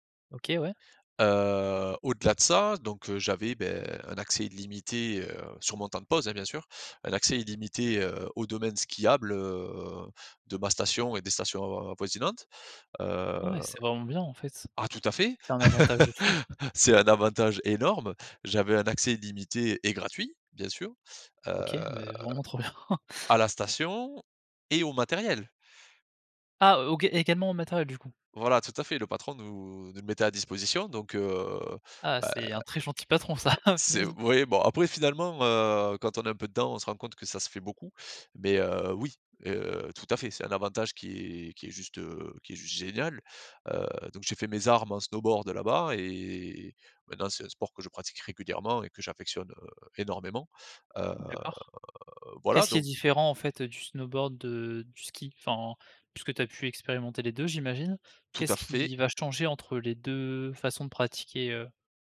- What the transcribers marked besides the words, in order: drawn out: "Heu"; laugh; stressed: "énorme"; drawn out: "heu"; chuckle; laughing while speaking: "Oh, punaise"; drawn out: "heu"
- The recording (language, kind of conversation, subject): French, podcast, Quel est ton meilleur souvenir de voyage ?